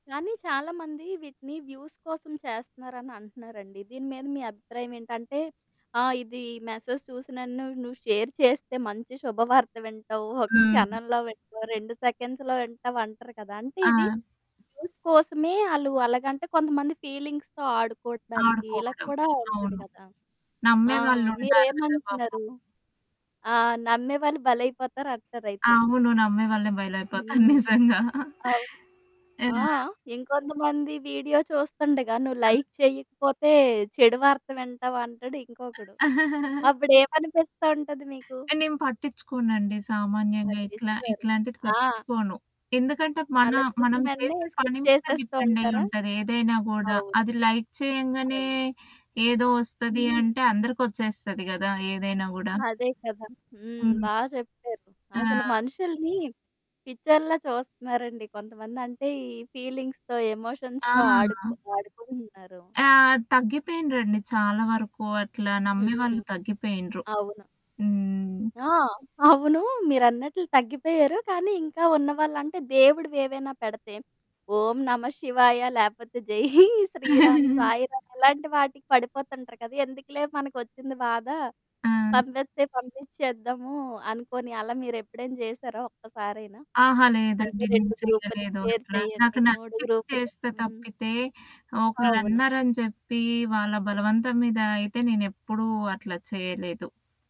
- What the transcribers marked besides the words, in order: in English: "వ్యూస్"; in English: "మెసేజ్"; in English: "షేర్"; in English: "వ్యూస్"; static; in English: "ఫీలింగ్స్‌తొ"; laughing while speaking: "నిజంగా"; in English: "లైక్"; other background noise; chuckle; in English: "స్కిప్"; in English: "లైక్"; in English: "ఫీలింగ్స్‌తో, ఎమోషన్స్‌తో"; laughing while speaking: "జై"; chuckle; in English: "షేర్"
- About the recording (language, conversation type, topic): Telugu, podcast, నోటిఫికేషన్లు వచ్చినప్పుడు మీరు సాధారణంగా ఎలా స్పందిస్తారు?